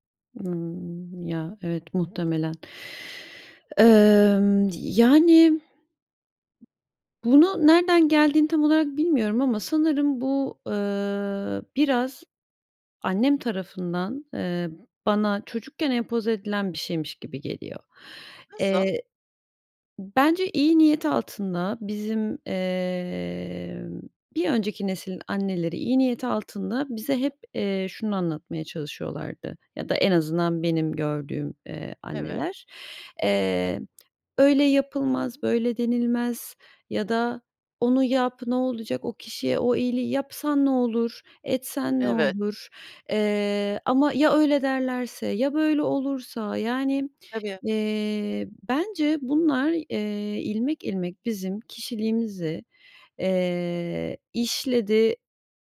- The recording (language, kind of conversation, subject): Turkish, advice, Herkesi memnun etmeye çalışırken neden sınır koymakta zorlanıyorum?
- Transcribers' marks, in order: other background noise